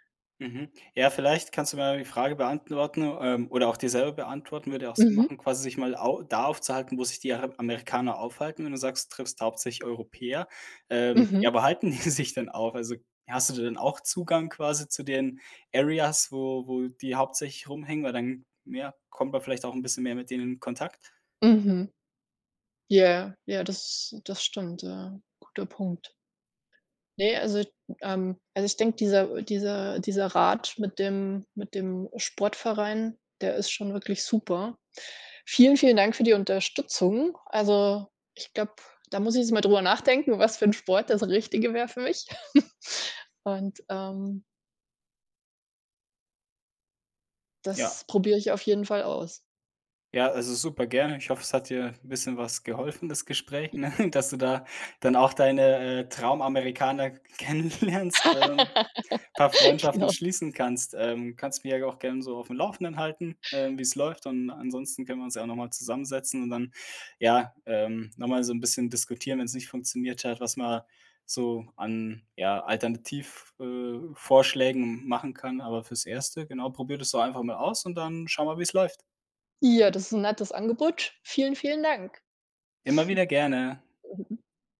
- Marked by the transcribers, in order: other background noise; laughing while speaking: "die sich"; in English: "Areas"; chuckle; laughing while speaking: "ne?"; laughing while speaking: "kennenlernst"; laugh; tapping; snort; unintelligible speech
- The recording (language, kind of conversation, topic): German, advice, Wie kann ich meine soziale Unsicherheit überwinden, um im Erwachsenenalter leichter neue Freundschaften zu schließen?